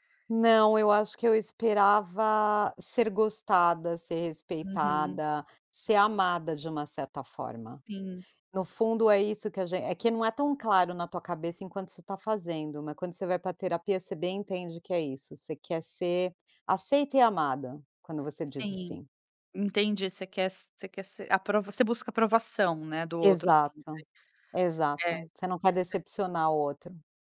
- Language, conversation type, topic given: Portuguese, podcast, O que te ajuda a dizer não sem culpa?
- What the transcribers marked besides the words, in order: other background noise; unintelligible speech